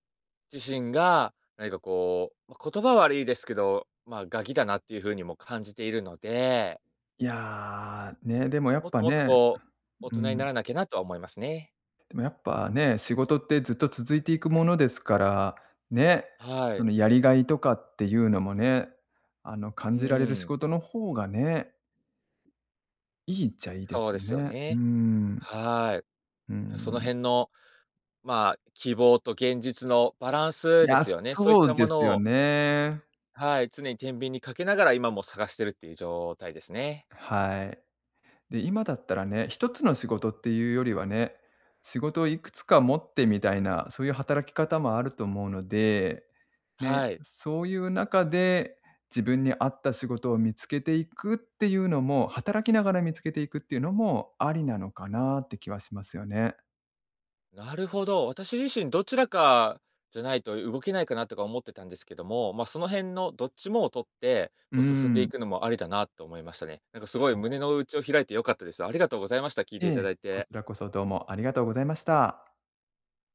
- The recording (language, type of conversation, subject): Japanese, advice, 退職後、日々の生きがいや自分の役割を失ったと感じるのは、どんなときですか？
- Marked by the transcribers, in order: none